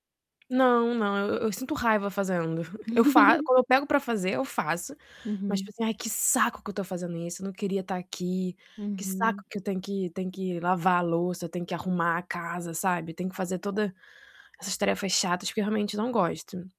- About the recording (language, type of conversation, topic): Portuguese, advice, Por que eu sempre adio tarefas em busca de gratificação imediata?
- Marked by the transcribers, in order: tapping; laugh